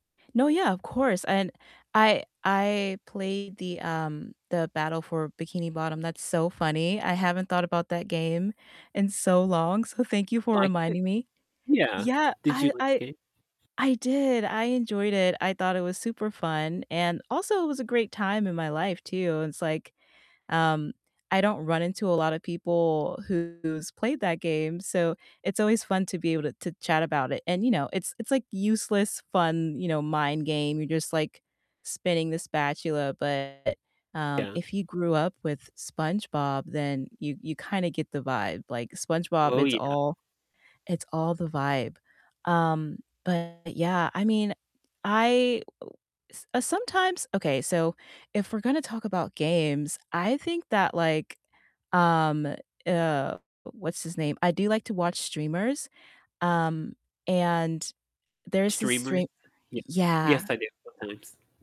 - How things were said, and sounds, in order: distorted speech; other background noise
- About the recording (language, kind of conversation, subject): English, unstructured, What underrated streaming gems would you recommend to everyone?